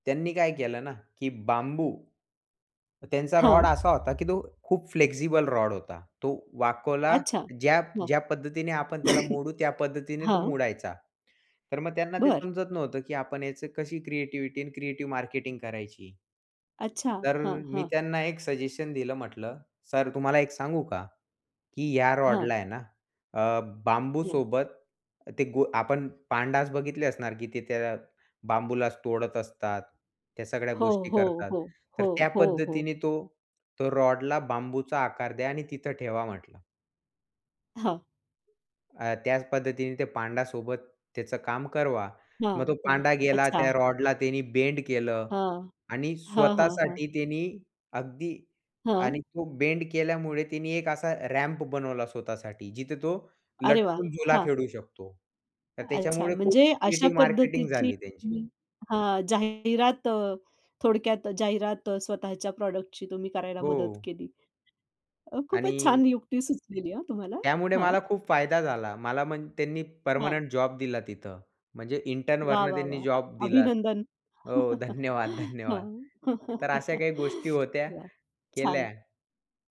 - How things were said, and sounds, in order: other background noise; tapping; cough; in English: "रॅम्प"; laughing while speaking: "धन्यवाद, धन्यवाद"; chuckle
- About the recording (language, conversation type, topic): Marathi, podcast, दररोज सर्जनशील कामांसाठी थोडा वेळ तुम्ही कसा काढता?